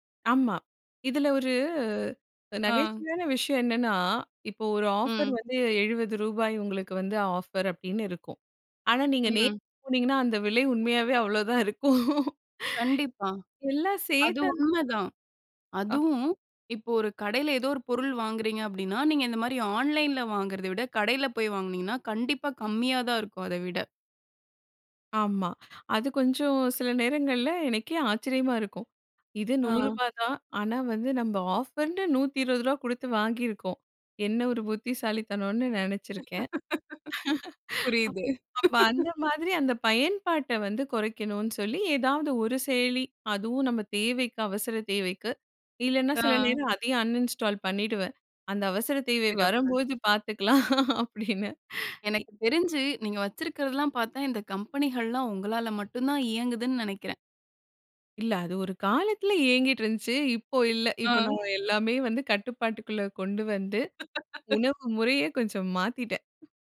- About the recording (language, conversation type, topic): Tamil, podcast, உணவுக்கான ஆசையை நீங்கள் எப்படி கட்டுப்படுத்துகிறீர்கள்?
- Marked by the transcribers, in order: drawn out: "ஒரு"; unintelligible speech; laughing while speaking: "இருக்கும்"; laugh; in English: "அன்இன்ஸ்டால்"; laughing while speaking: "பார்த்துக்கலாம் அப்பிடின்னு"; laugh